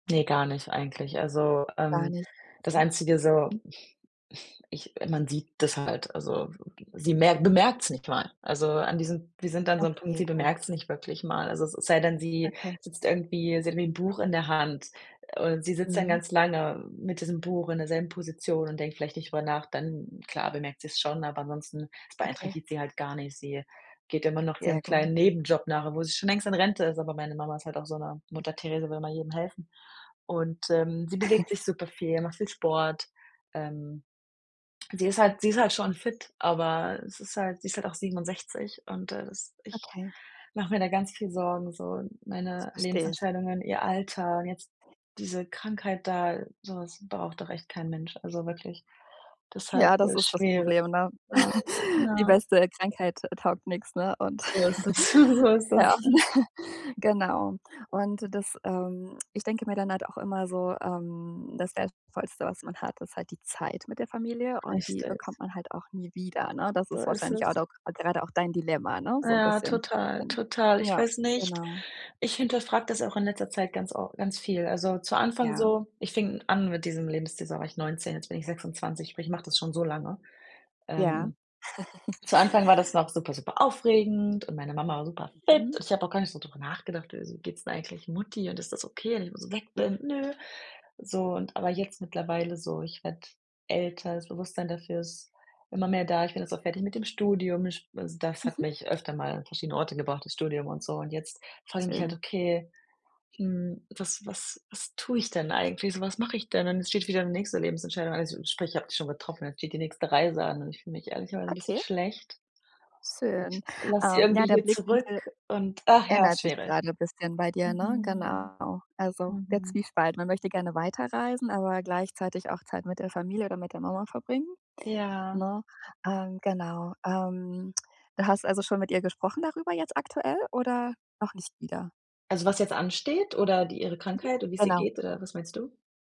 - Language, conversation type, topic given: German, advice, Wie kann ich wichtige Lebensentscheidungen in schwierigen Zeiten anpassen?
- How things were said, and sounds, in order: snort; other noise; other background noise; chuckle; afraid: "ich mach mir da ganz … schwer. Ja. Ja"; giggle; giggle; chuckle; stressed: "Zeit"; giggle; joyful: "fit"; put-on voice: "Ne"